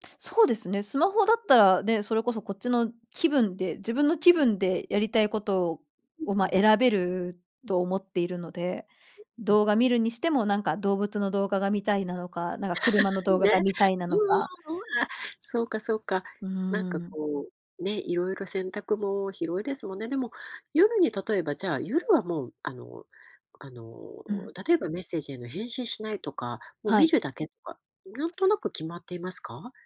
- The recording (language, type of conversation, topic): Japanese, podcast, 夜にスマホを使うと睡眠に影響があると感じますか？
- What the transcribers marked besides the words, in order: laugh; tapping